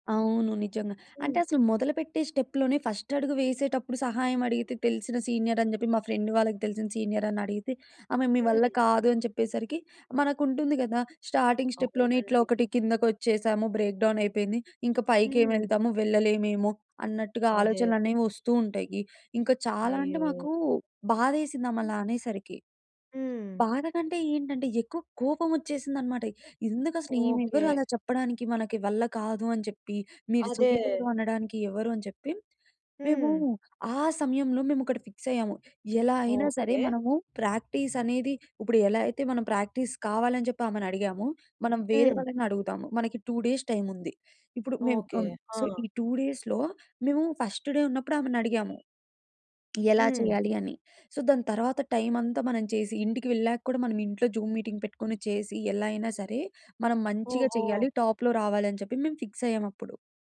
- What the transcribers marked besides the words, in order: in English: "స్టెప్‌లోనే ఫస్ట్"; in English: "సీనియర్"; in English: "ఫ్రెండ్"; in English: "సీనియర్"; in English: "స్టార్టింగ్ స్టెప్‌లోనే"; in English: "బ్రేక్ డౌన్"; tapping; in English: "ఫిక్స్"; in English: "ప్రాక్టీస్"; in English: "ప్రాక్టీస్"; in English: "టూ డేస్"; in English: "సో"; in English: "టూ డేస్‌లో"; in English: "ఫస్ట్ డే"; in English: "సో"; in English: "జూమ్ మీటింగ్"; in English: "టాప్‌లో"; in English: "ఫిక్స్"
- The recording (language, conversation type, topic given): Telugu, podcast, ప్రాక్టీస్‌లో మీరు ఎదుర్కొన్న అతిపెద్ద ఆటంకం ఏమిటి, దాన్ని మీరు ఎలా దాటేశారు?